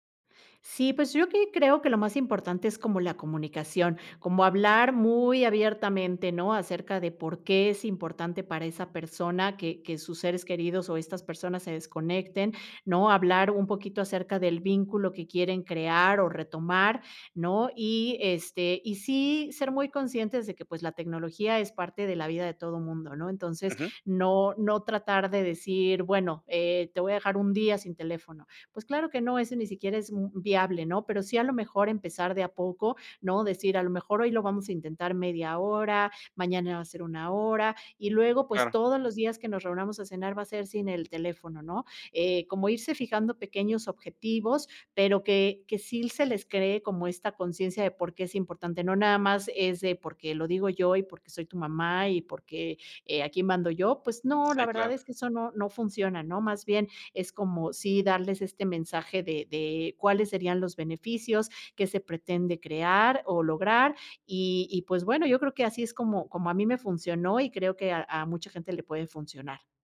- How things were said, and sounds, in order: other background noise
- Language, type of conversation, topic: Spanish, podcast, ¿Qué haces para desconectarte del celular por la noche?